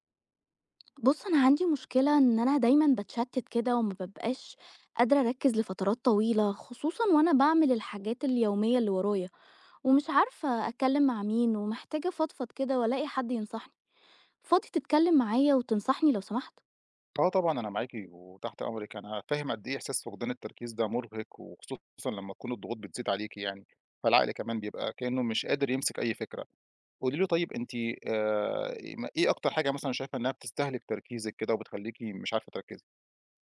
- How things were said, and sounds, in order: tapping
- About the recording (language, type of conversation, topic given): Arabic, advice, إزاي أقدر أركّز وأنا تحت ضغوط يومية؟